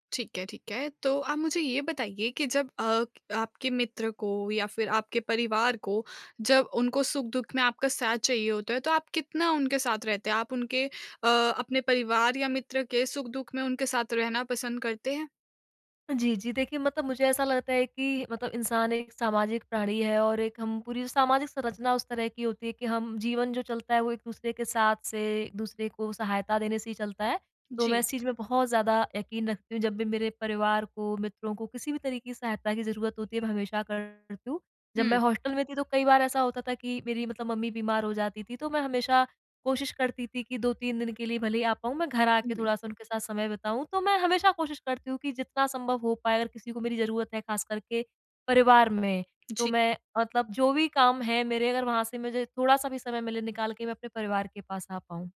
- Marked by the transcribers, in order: none
- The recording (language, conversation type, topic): Hindi, advice, नए शहर में परिवार, रिश्तेदारों और सामाजिक सहारे को कैसे बनाए रखें और मजबूत करें?